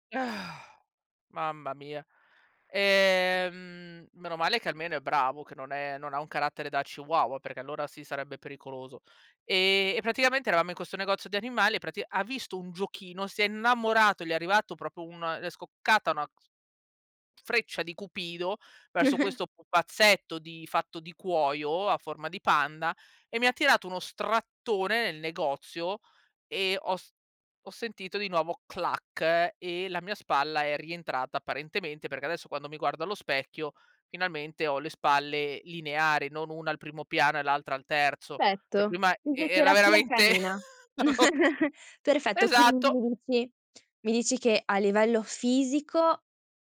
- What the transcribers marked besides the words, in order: sigh; chuckle; "Perfetto" said as "fetto"; chuckle; laughing while speaking: "davo"
- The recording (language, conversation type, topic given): Italian, advice, Come posso gestire l’ansia nel riprendere l’attività fisica dopo un lungo periodo di inattività?